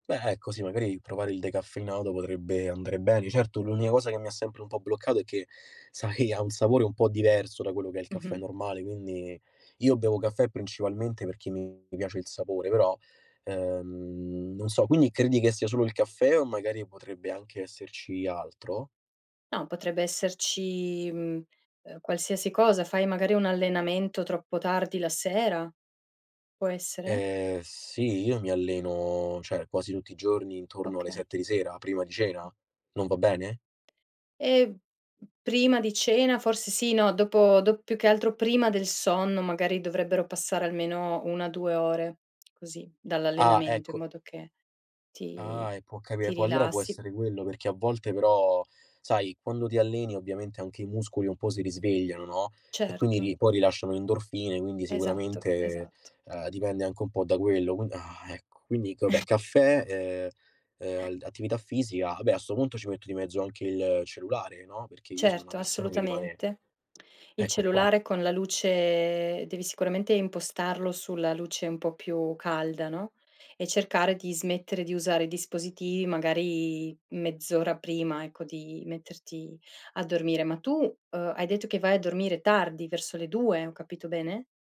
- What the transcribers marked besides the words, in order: laughing while speaking: "sai"; "cioè" said as "ceh"; tapping; surprised: "ah"; chuckle; drawn out: "luce"
- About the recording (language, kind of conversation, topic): Italian, advice, Perché mi sento costantemente stanco durante il giorno nonostante dorma molte ore?
- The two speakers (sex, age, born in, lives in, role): female, 35-39, Latvia, Italy, advisor; male, 25-29, Italy, Italy, user